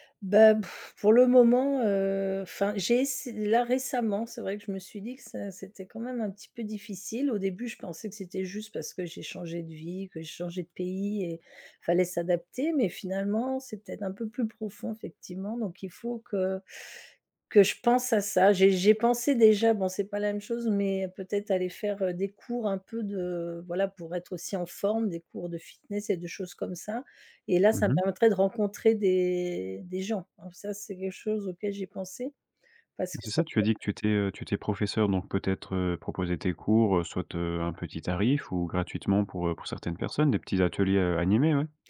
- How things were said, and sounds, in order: blowing; other background noise; tapping
- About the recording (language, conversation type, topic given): French, advice, Comment expliquer ce sentiment de vide malgré votre succès professionnel ?